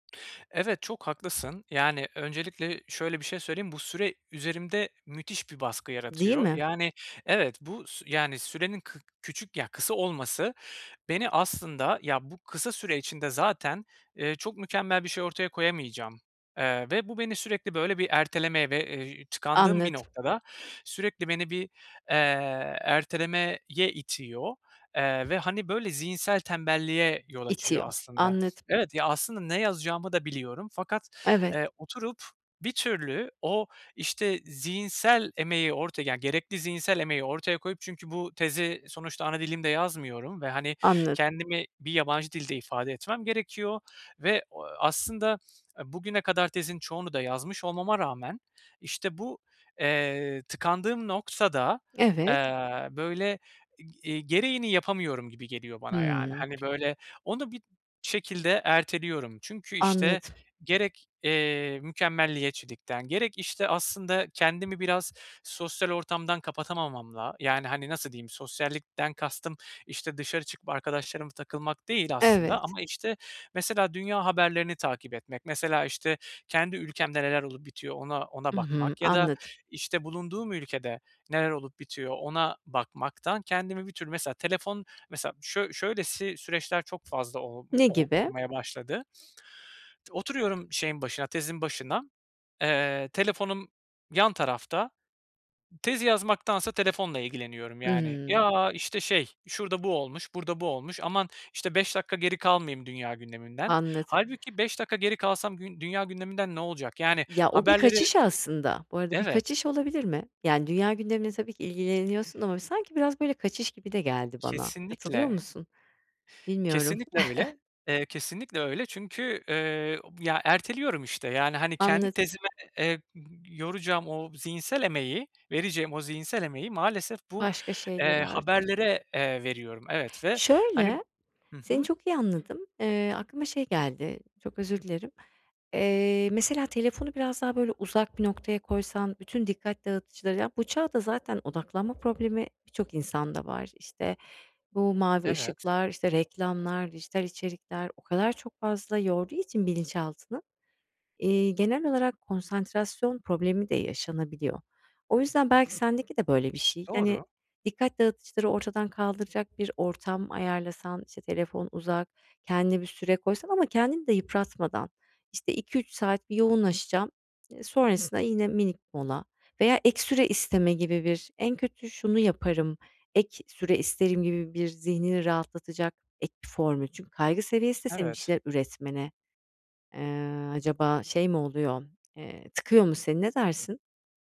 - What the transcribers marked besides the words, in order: tapping; other background noise; other noise; chuckle; unintelligible speech
- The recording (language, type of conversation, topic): Turkish, advice, Erteleme alışkanlığımı nasıl kontrol altına alabilirim?